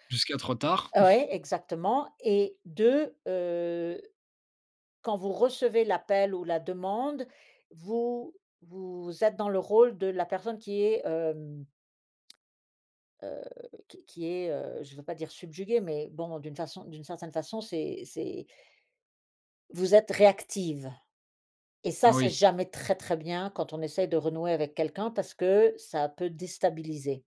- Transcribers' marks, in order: chuckle
- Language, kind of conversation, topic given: French, podcast, Quels conseils pratiques donnerais-tu pour renouer avec un parent ?